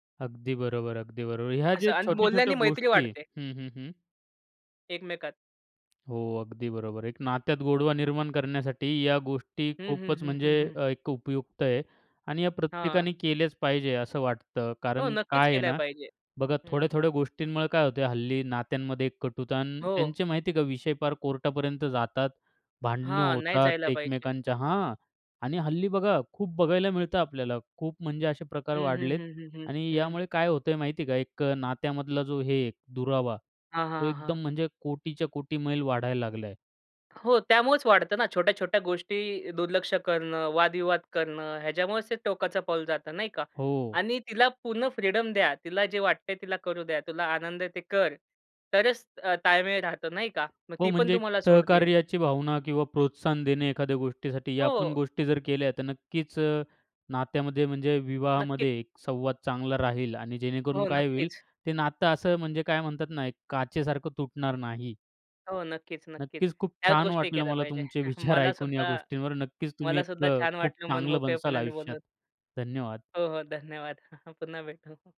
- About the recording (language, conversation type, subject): Marathi, podcast, विवाहात संवाद सुधारायचा तर कुठपासून सुरुवात करावी?
- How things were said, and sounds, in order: tapping; in English: "फ्रीडम"; other noise; chuckle; chuckle